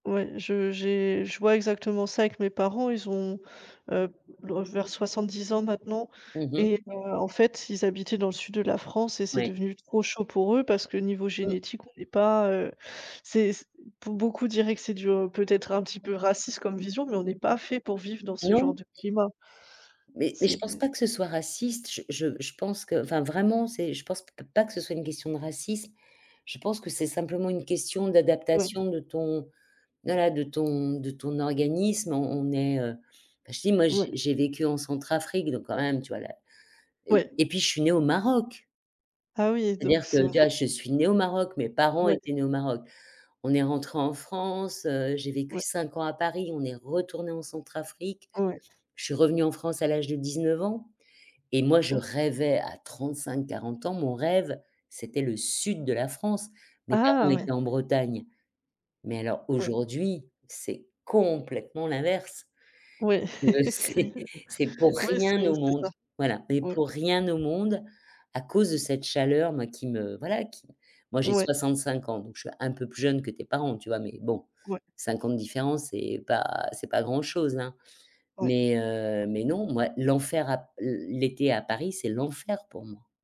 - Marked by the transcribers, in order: tapping; stressed: "sud"; stressed: "complètement"; chuckle; stressed: "l'enfer"
- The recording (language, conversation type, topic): French, unstructured, Comment concevriez-vous différemment les villes du futur ?